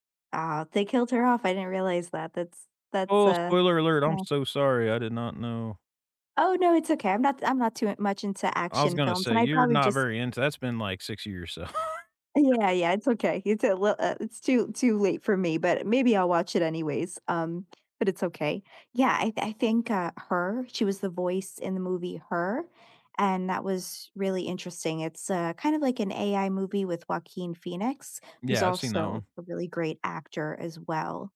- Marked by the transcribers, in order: chuckle; other background noise
- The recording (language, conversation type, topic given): English, unstructured, Which actor would you love to have coffee with, and what would you ask?
- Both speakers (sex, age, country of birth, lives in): female, 40-44, United States, United States; male, 40-44, United States, United States